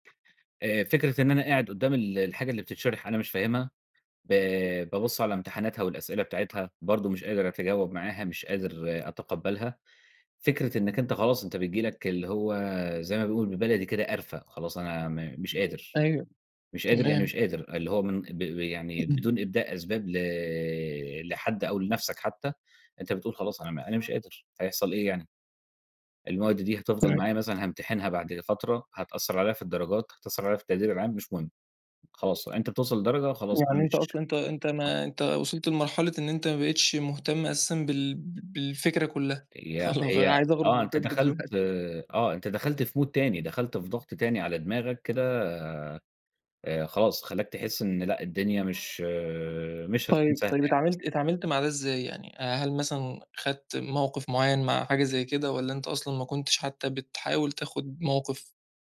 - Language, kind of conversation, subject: Arabic, podcast, إيه المرة اللي حسّيت فيها إنك تايه عن نفسك، وطلعت منها إزاي؟
- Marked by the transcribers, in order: other background noise; laughing while speaking: "خلا عايز أخرُج من طِب دلوقتي"; in English: "مود"; tapping; horn